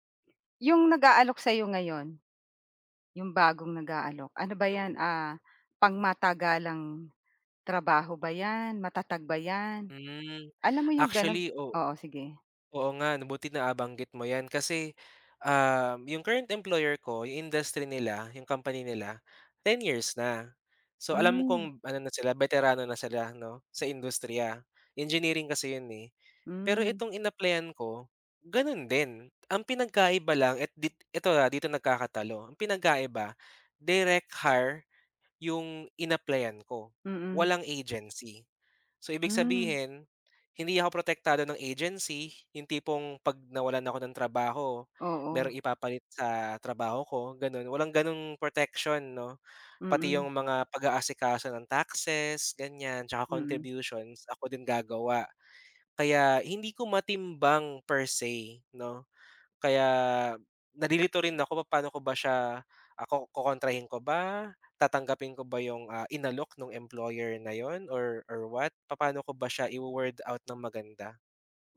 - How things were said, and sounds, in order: tapping
- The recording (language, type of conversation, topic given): Filipino, advice, Bakit ka nag-aalala kung tatanggapin mo ang kontra-alok ng iyong employer?